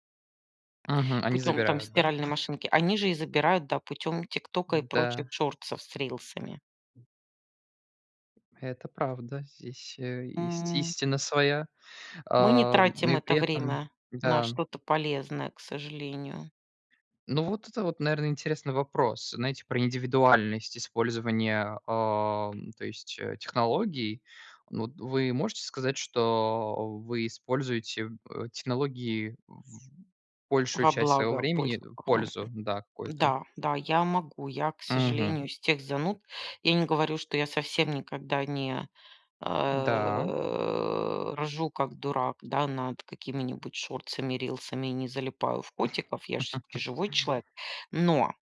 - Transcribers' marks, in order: tapping; chuckle; other background noise; laugh
- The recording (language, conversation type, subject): Russian, unstructured, Как технологии изменили повседневную жизнь человека?